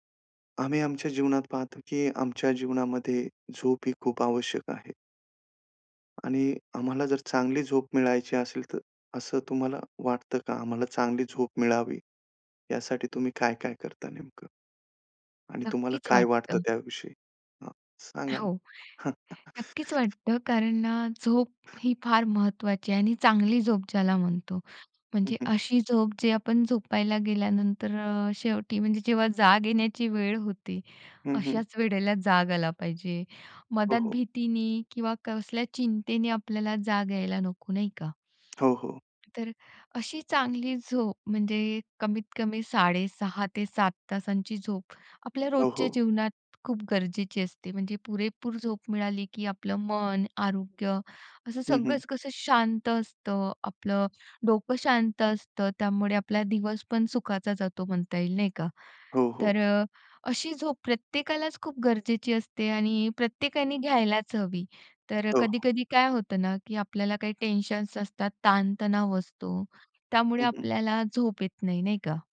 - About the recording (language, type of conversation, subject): Marathi, podcast, चांगली झोप कशी मिळवायची?
- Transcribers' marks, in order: other background noise